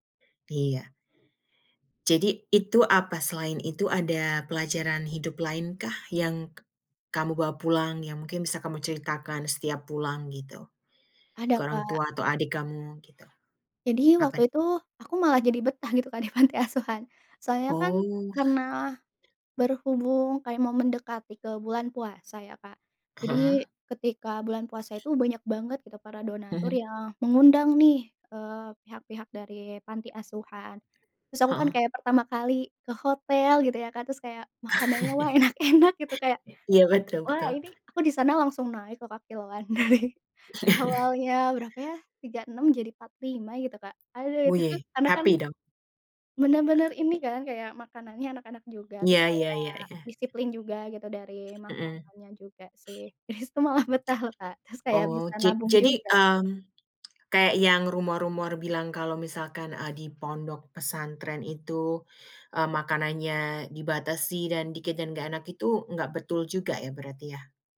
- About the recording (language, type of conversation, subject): Indonesian, podcast, Bisakah kamu ceritakan perjalanan yang memberimu pelajaran hidup paling penting?
- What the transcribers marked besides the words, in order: tapping; laughing while speaking: "di panti"; other background noise; laugh; laughing while speaking: "enak-enak"; laughing while speaking: "Dari"; laugh; in English: "Happy"; other noise; laughing while speaking: "Di situ"; tsk